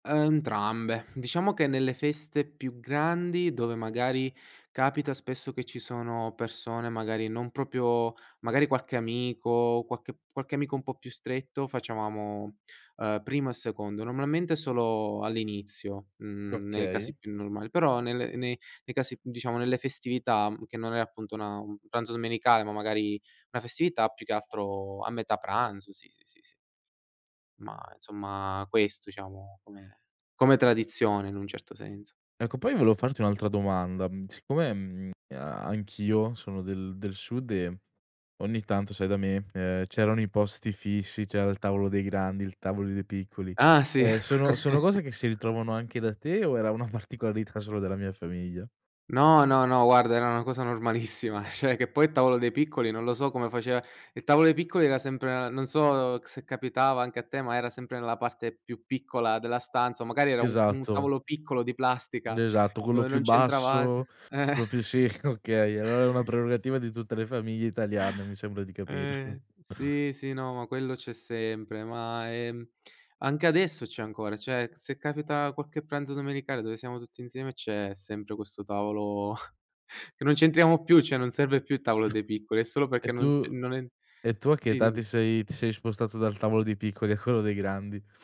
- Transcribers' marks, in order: "entrambe" said as "ntrambe"; "proprio" said as "propio"; "qualche-" said as "quache"; other background noise; chuckle; laughing while speaking: "particolarità"; laughing while speaking: "normalissima, cioè"; laughing while speaking: "okay"; "allora" said as "aloa"; chuckle; chuckle; "qualche" said as "quacche"; chuckle
- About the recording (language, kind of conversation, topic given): Italian, podcast, Parlami di un'usanza legata ai pranzi domenicali.